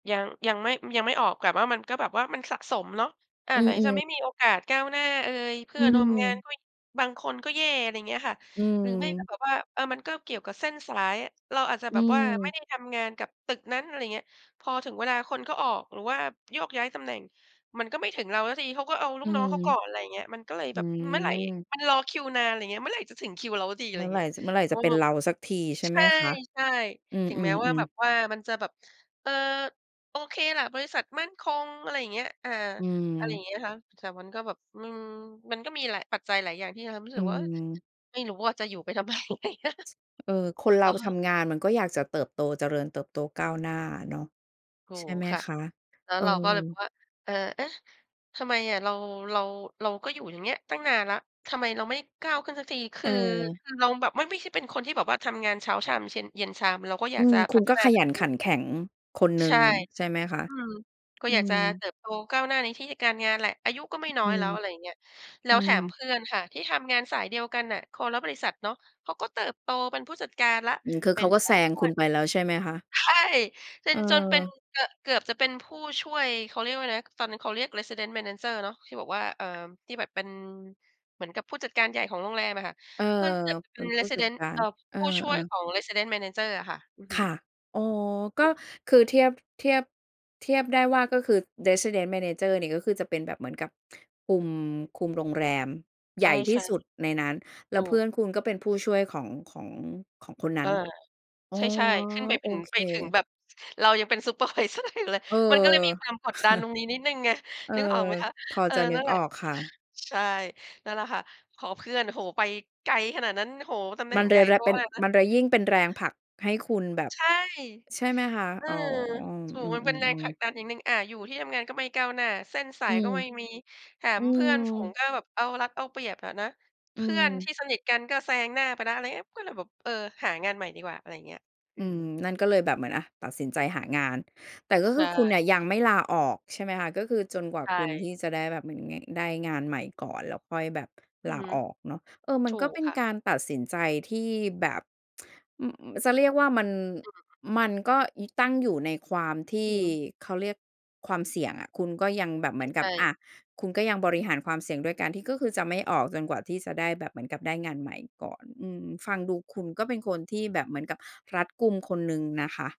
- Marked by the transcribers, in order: "แต่" said as "แกบ"; other background noise; chuckle; laughing while speaking: "Supervisor อยู่เลย"; chuckle; tsk
- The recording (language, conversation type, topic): Thai, podcast, เคยมีช่วงที่ต้องตัดสินใจครั้งใหญ่จนทั้งกลัวทั้งตื่นเต้นไหม?